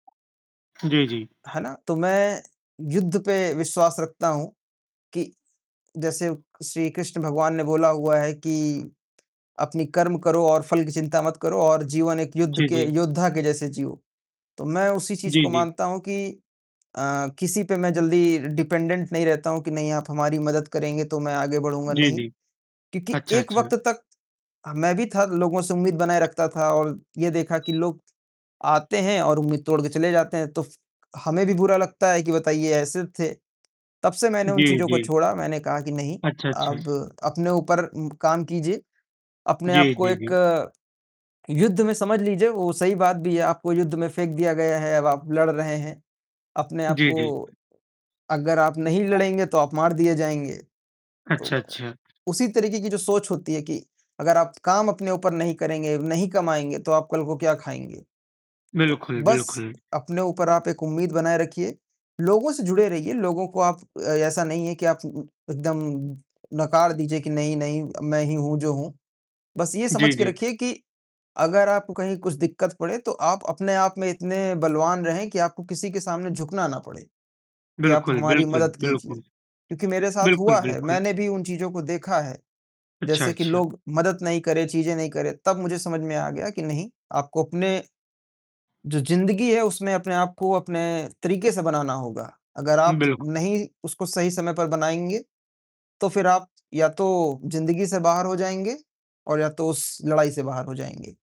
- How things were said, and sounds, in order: mechanical hum; distorted speech; tapping; in English: "डिपेंडेंट"; static; alarm; other background noise
- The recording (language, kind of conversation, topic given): Hindi, unstructured, आपने कभी किसी मुश्किल परिस्थिति में उम्मीद कैसे बनाए रखी?